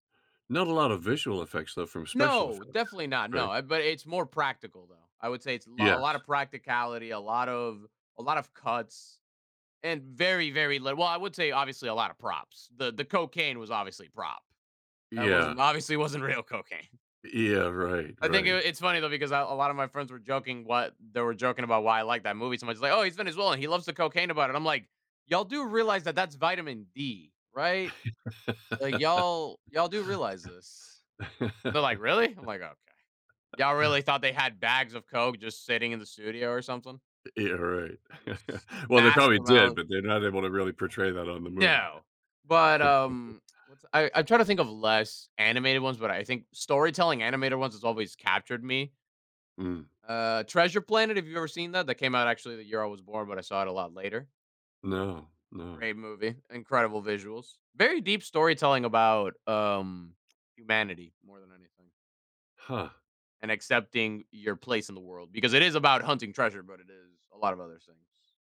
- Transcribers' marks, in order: laughing while speaking: "obviously wasn't real"; other background noise; laugh; chuckle; laugh
- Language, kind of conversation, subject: English, unstructured, How should I weigh visual effects versus storytelling and acting?